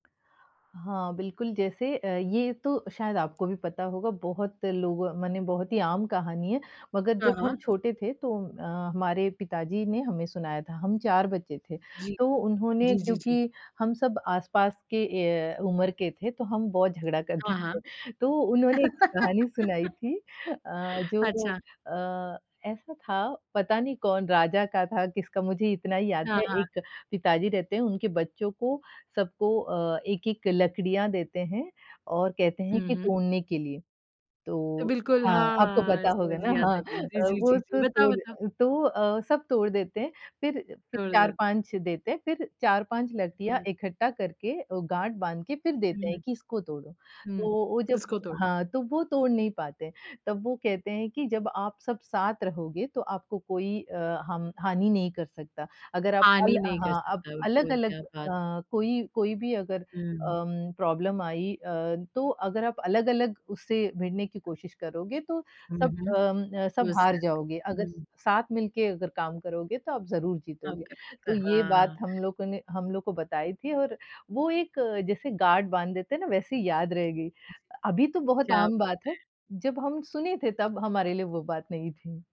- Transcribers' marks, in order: laughing while speaking: "करते थे"; laugh; "लकड़ियाँ" said as "लटियाँ"; in English: "प्रॉब्लम"; unintelligible speech
- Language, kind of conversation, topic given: Hindi, podcast, कहानियों से लोगों की सोच कैसे बदलती है?